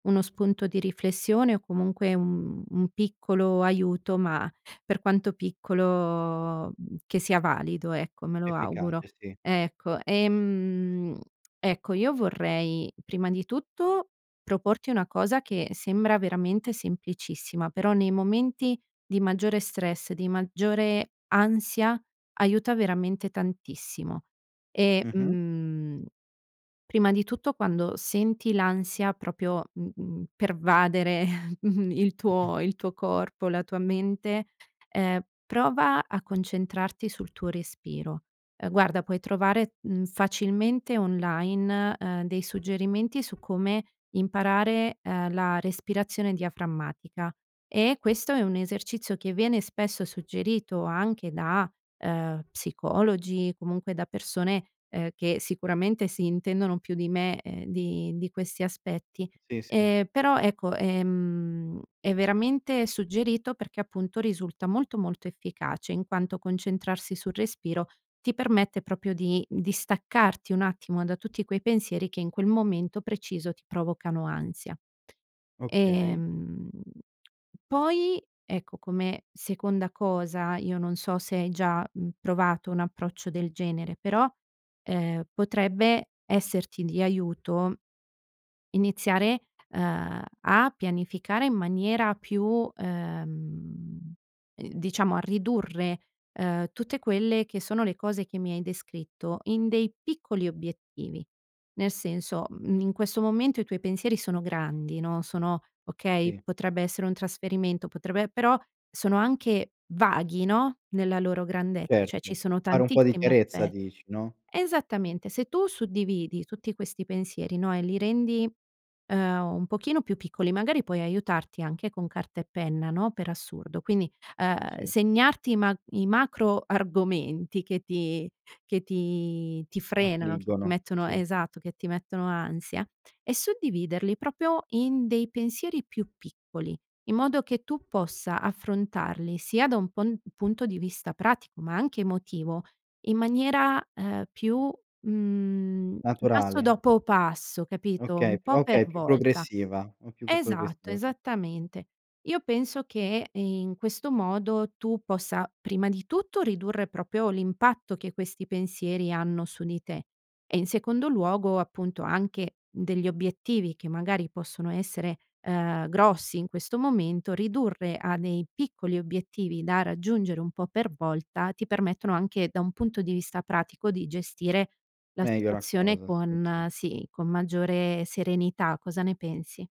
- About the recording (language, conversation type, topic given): Italian, advice, Come posso gestire l’ansia per un futuro incerto senza bloccarmi?
- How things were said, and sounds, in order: "proprio" said as "propio"; chuckle; other background noise; "proprio" said as "propio"; "proprio" said as "propio"; "proprio" said as "propio"